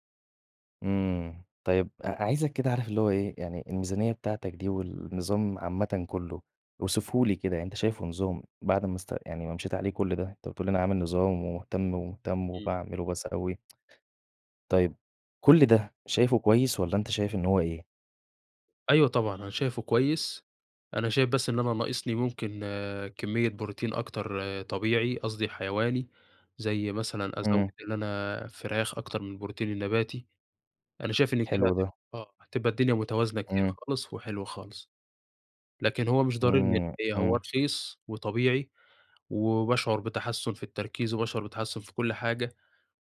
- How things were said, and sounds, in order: tsk; unintelligible speech; tapping
- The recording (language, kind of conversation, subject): Arabic, podcast, إزاي تحافظ على أكل صحي بميزانية بسيطة؟